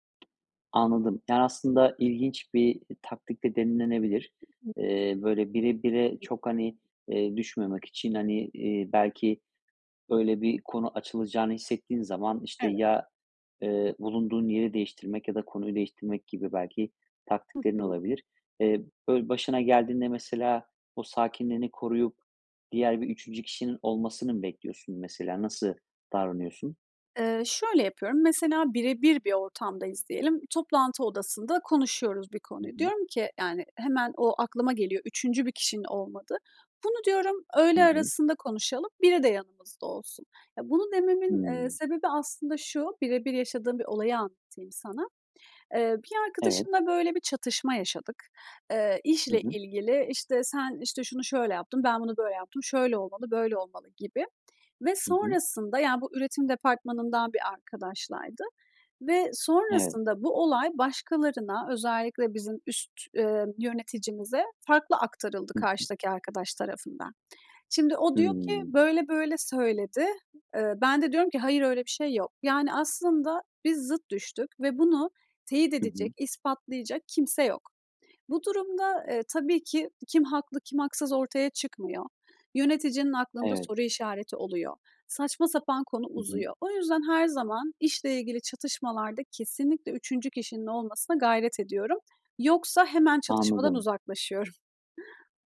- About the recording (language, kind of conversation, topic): Turkish, podcast, Çatışma çıktığında nasıl sakin kalırsın?
- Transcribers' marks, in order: tapping; other background noise; chuckle